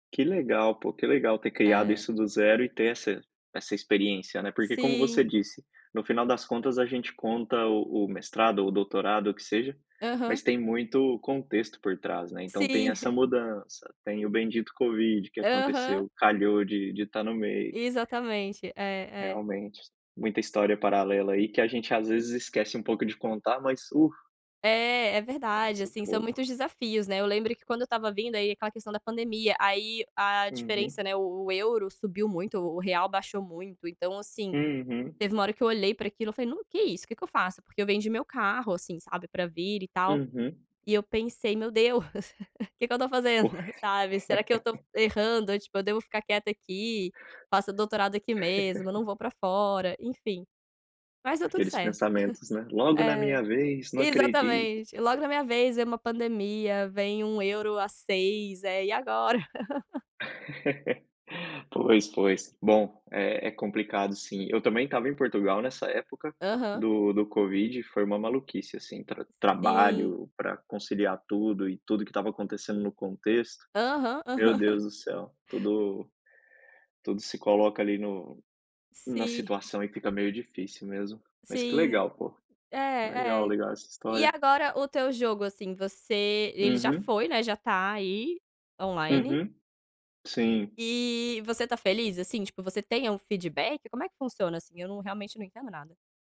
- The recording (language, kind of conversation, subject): Portuguese, unstructured, Você já tentou criar algo do zero? Como foi essa experiência?
- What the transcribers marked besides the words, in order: tapping; chuckle; laugh; chuckle; laugh; giggle; laugh; chuckle; chuckle; other background noise